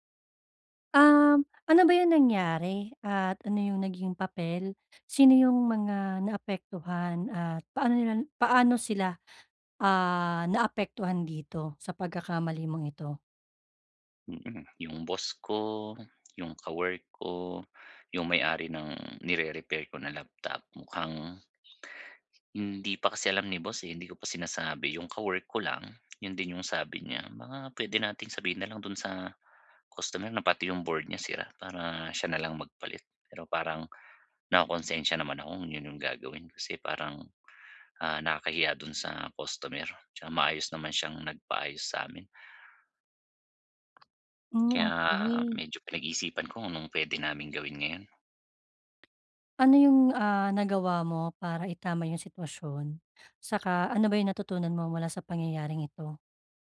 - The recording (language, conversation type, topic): Filipino, advice, Paano ko tatanggapin ang responsibilidad at matututo mula sa aking mga pagkakamali?
- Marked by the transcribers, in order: none